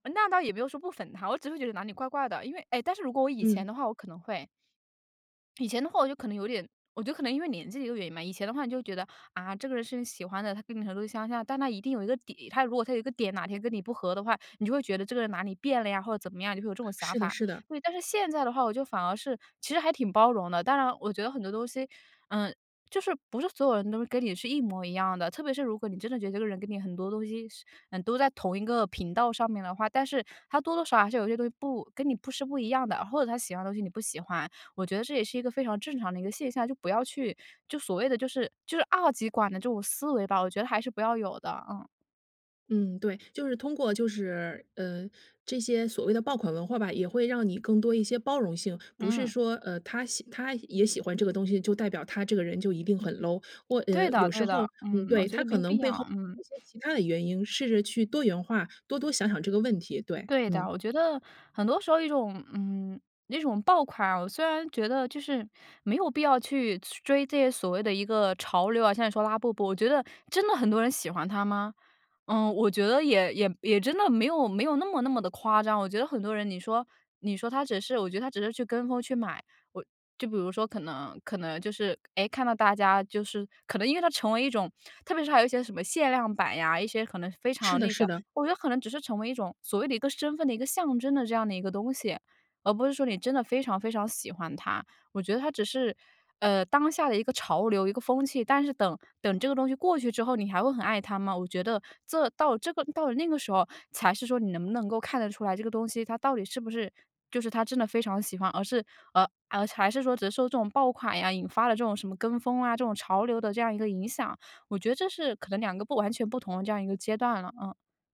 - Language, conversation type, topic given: Chinese, podcast, 你怎么看待“爆款”文化的兴起？
- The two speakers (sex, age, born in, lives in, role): female, 25-29, United States, United States, guest; female, 40-44, China, France, host
- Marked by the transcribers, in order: in English: "low"; other noise; other background noise; "这" said as "仄"